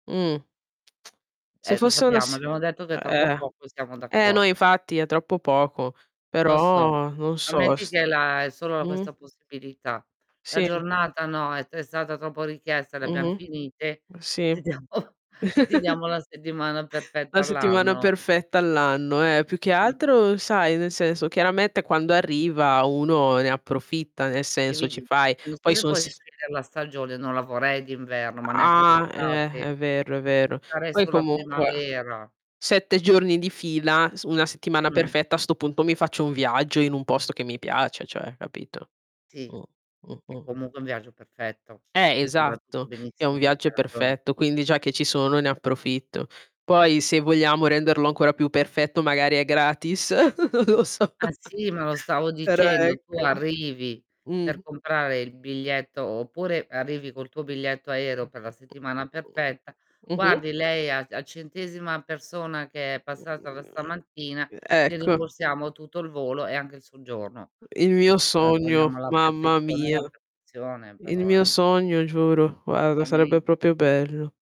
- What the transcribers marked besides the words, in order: other background noise; chuckle; laughing while speaking: "ti diamo"; distorted speech; tapping; chuckle; laughing while speaking: "Lo so"; chuckle; other noise; unintelligible speech; unintelligible speech; "proprio" said as "propio"
- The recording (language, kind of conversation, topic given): Italian, unstructured, Preferiresti avere una giornata perfetta ogni mese o una settimana perfetta ogni anno?